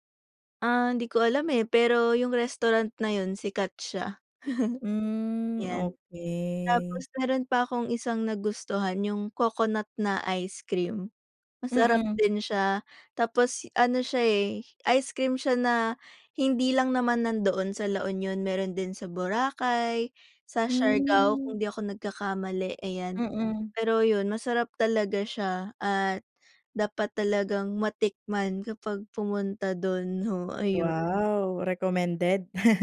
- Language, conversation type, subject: Filipino, unstructured, Ano ang paborito mong lugar na napuntahan, at bakit?
- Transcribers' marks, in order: chuckle; other background noise; chuckle